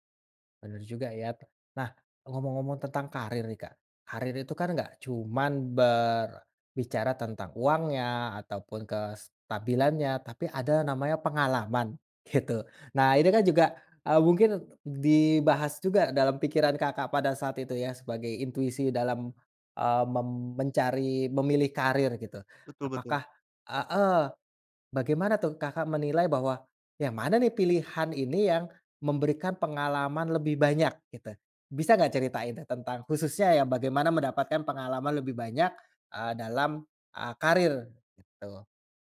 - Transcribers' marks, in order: laughing while speaking: "gitu"
- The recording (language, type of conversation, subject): Indonesian, podcast, Bagaimana kamu menggunakan intuisi untuk memilih karier atau menentukan arah hidup?